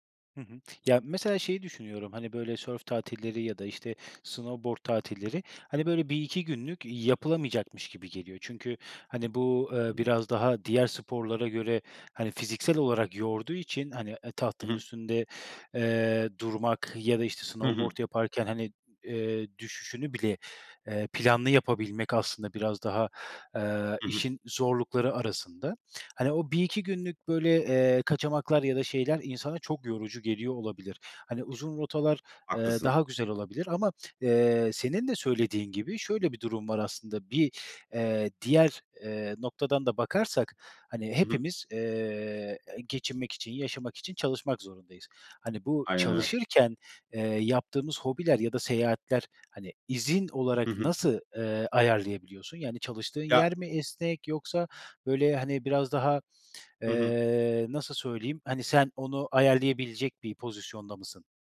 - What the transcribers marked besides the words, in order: tapping; other background noise
- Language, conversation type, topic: Turkish, podcast, Seyahat etmeyi hem bir hobi hem de bir tutku olarak hayatında nasıl yaşıyorsun?